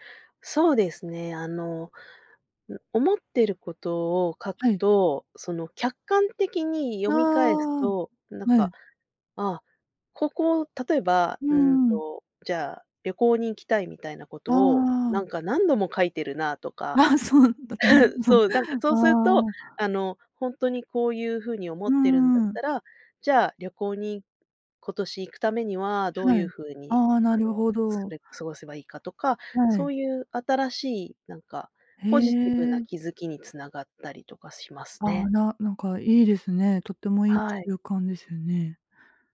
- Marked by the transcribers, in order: chuckle; laughing while speaking: "あ、そうなんだ"; unintelligible speech
- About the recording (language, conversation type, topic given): Japanese, podcast, 自分を変えた習慣は何ですか？